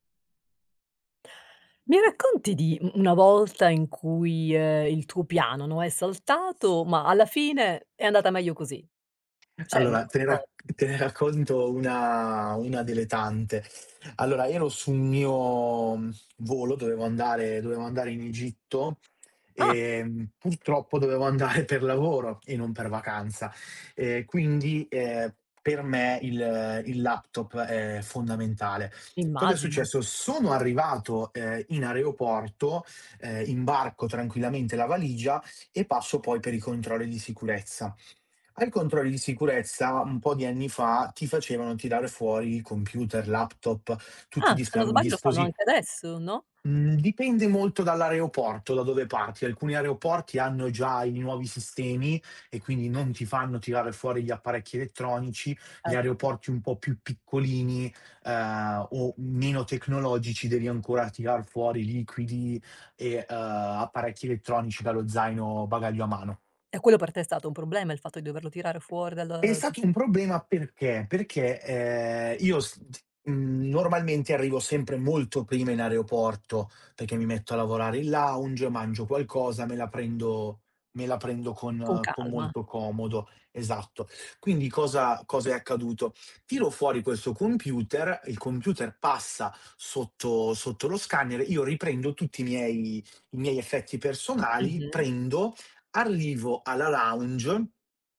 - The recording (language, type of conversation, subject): Italian, podcast, Mi racconti di una volta in cui un piano è saltato, ma alla fine è andata meglio così?
- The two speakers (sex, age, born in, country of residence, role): female, 50-54, Italy, United States, host; male, 25-29, Italy, Italy, guest
- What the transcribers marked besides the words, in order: other background noise; laughing while speaking: "racconto"; drawn out: "una"; unintelligible speech; laughing while speaking: "andare"; in English: "laptop"; tapping; in English: "laptop"; in English: "lounge"; in English: "lounge"